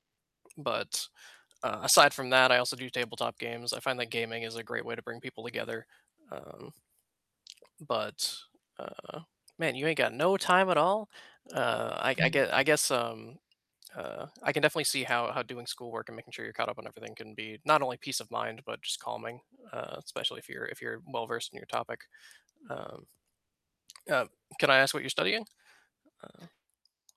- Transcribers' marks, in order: other background noise; other noise; distorted speech
- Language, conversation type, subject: English, unstructured, After a long day, what small rituals help you relax, recharge, and feel like yourself again?
- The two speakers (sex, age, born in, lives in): male, 18-19, United States, United States; male, 20-24, United States, United States